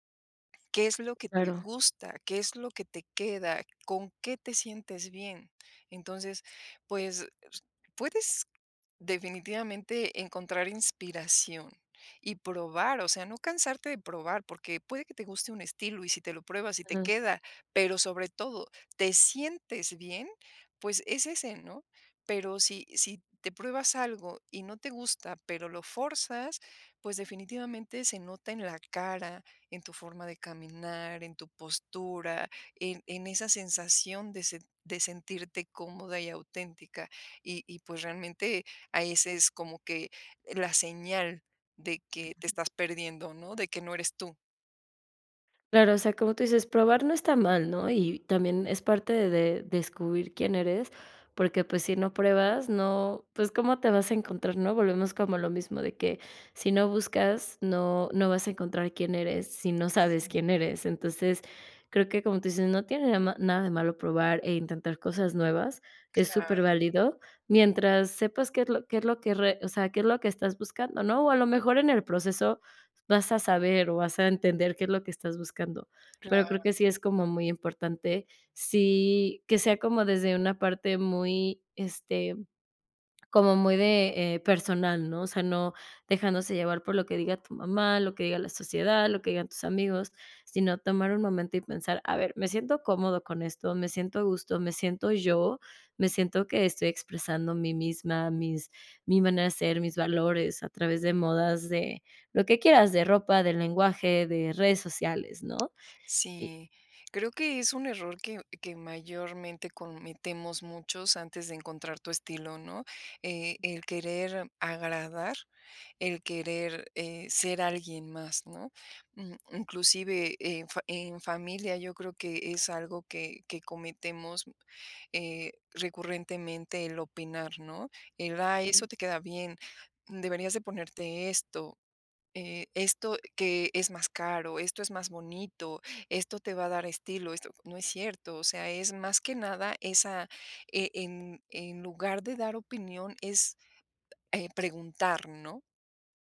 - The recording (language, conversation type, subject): Spanish, podcast, ¿Cómo te adaptas a las modas sin perderte?
- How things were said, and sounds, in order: other background noise; other noise; "fuerzas" said as "forzas"; tapping